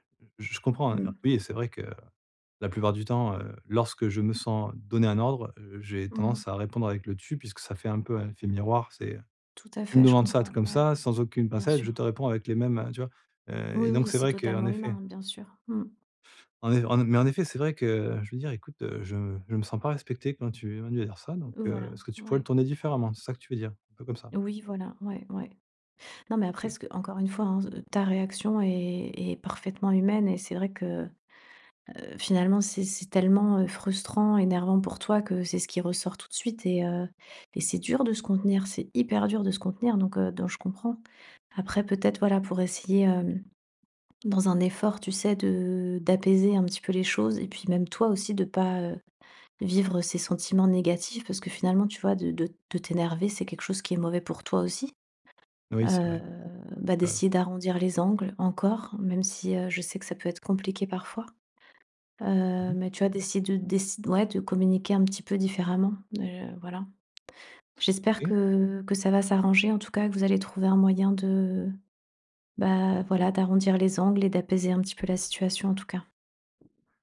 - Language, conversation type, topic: French, advice, Comment puis-je mettre fin aux disputes familiales qui reviennent sans cesse ?
- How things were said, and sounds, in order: stressed: "hyper"; tapping